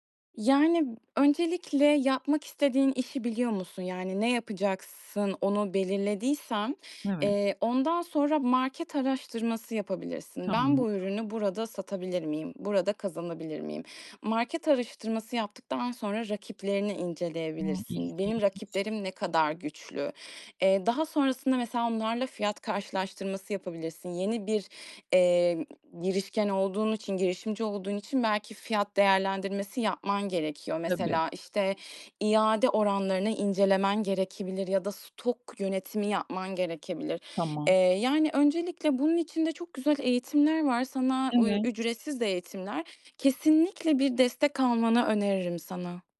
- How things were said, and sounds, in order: other background noise
- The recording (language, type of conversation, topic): Turkish, advice, İş ile yaratıcılık arasında denge kurmakta neden zorlanıyorum?